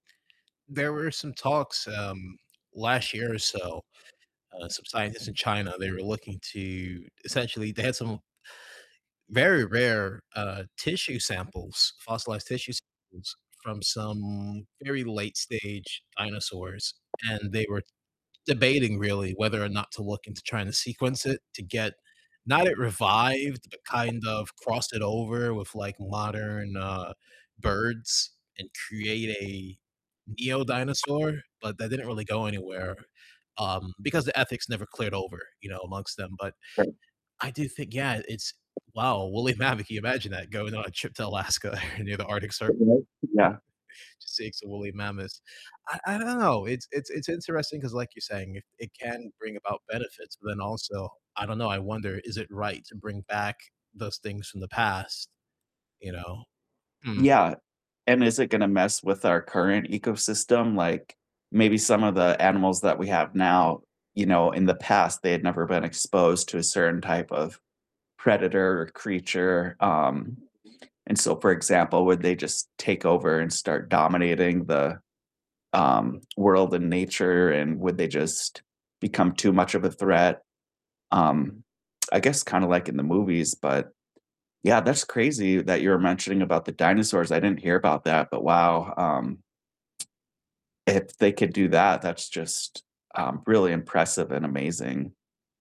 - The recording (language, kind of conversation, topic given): English, unstructured, Why do people care about endangered animals?
- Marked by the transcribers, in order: other background noise; distorted speech; tapping; laughing while speaking: "mammoth"; unintelligible speech; laughing while speaking: "Alaska or"; chuckle; unintelligible speech